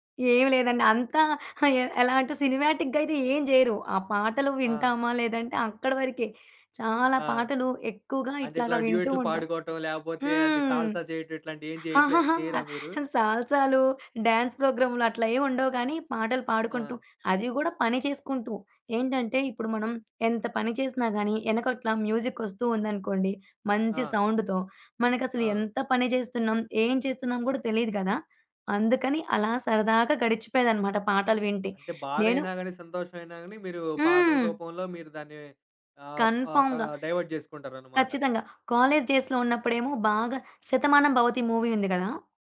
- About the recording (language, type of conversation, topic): Telugu, podcast, మీ జీవితానికి నేపథ్య సంగీతంలా మీకు మొదటగా గుర్తుండిపోయిన పాట ఏది?
- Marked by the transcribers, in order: chuckle; in English: "సినిమాటిక్‌గా"; in English: "సాల్సా"; in English: "డ్యాన్స్"; in English: "మ్యూజిక్"; in English: "సౌండ్‌తో"; in English: "కన్ఫర్మ్‌గా"; in English: "డైవర్ట్"; in English: "డేస్‌లో"; in English: "మూవీ"